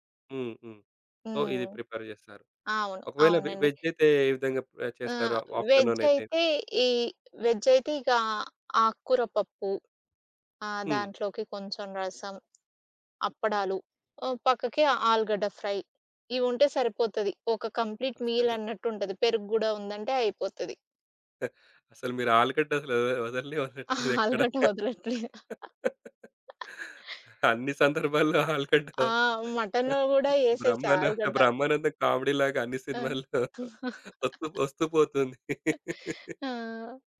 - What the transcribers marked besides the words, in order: in English: "సో"; in English: "ప్రిపేర్"; tapping; in English: "ఫ్రై"; in English: "కంప్లీట్"; other background noise; giggle; laughing while speaking: "ఆ ఆలుగడ్డ వదలట్లేదు"; laughing while speaking: "ఎక్కడ. అన్ని సందర్భాల్లో ఆలుగడ్డ బ్రహ్మాన బ్రహ్మానందం కామెడీ‌లాగా అన్ని సినిమాల్లో ఒత్తు ఒస్తూ పోతుంది"; chuckle
- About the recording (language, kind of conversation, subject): Telugu, podcast, ఒక చిన్న బడ్జెట్‌లో పెద్ద విందు వంటకాలను ఎలా ప్రణాళిక చేస్తారు?